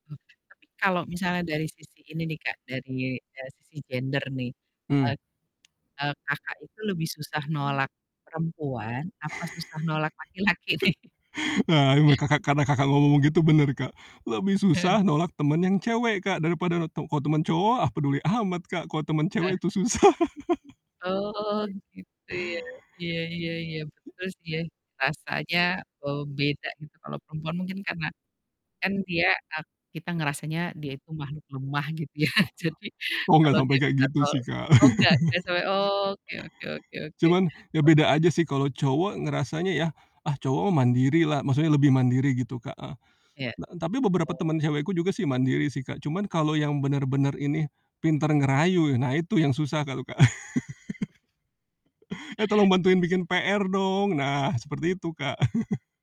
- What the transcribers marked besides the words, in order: distorted speech; tapping; other background noise; chuckle; laughing while speaking: "laki-laki nih?"; laughing while speaking: "susah"; laughing while speaking: "ya"; laugh; laugh; chuckle
- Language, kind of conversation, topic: Indonesian, podcast, Pernahkah kamu merasa sulit mengatakan tidak kepada orang lain?